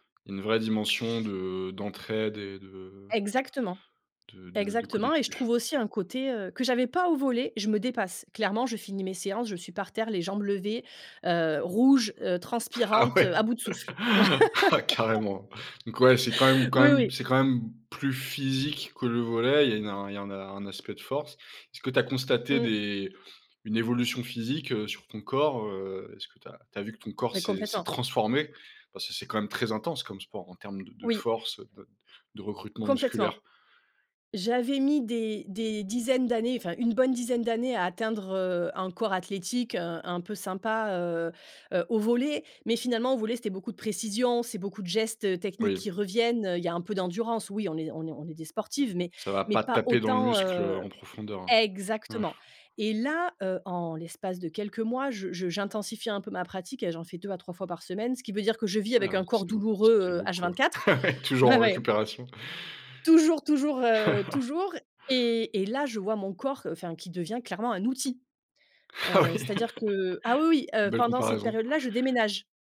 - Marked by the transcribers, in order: laughing while speaking: "Ah ouais ? Ah carrément"; chuckle; laugh; stressed: "physique"; other background noise; stressed: "transformé"; tapping; stressed: "exactement"; chuckle; laughing while speaking: "ah ouais"; chuckle; stressed: "outil"; laughing while speaking: "Ah oui !"; laugh
- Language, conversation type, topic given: French, podcast, Peux-tu me parler d’un loisir qui te passionne et m’expliquer comment tu as commencé ?